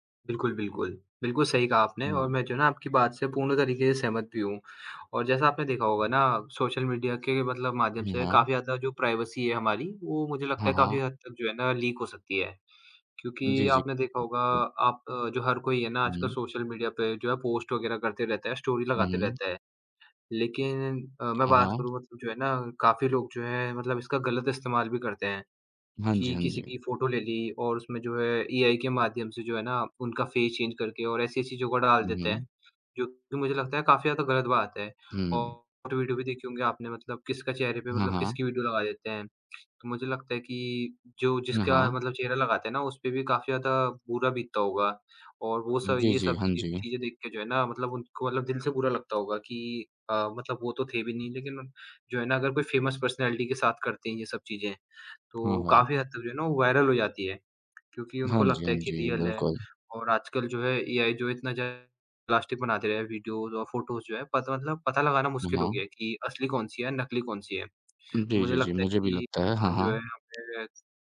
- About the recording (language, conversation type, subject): Hindi, unstructured, आपको क्या लगता है कि सोशल मीडिया पर झूठी खबरें क्यों बढ़ रही हैं?
- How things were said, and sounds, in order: other background noise; in English: "प्राइवेसी"; in English: "लीक"; tapping; in English: "फेस चेंज"; in English: "फेमस पर्सनैलिटी"; in English: "रियल"; in English: "वीडियोज़"; in English: "फ़ोटोज़"